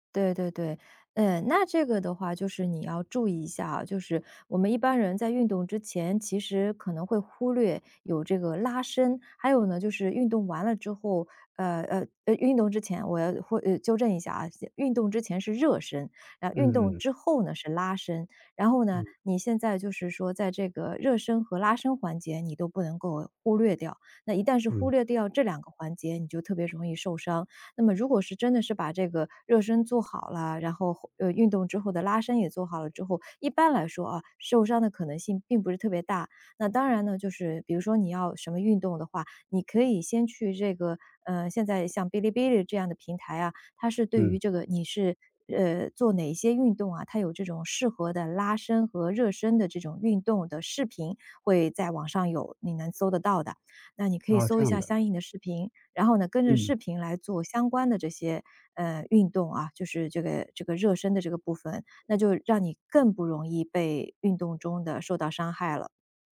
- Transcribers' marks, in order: other background noise
- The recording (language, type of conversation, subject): Chinese, advice, 我想开始运动，但不知道该从哪里入手？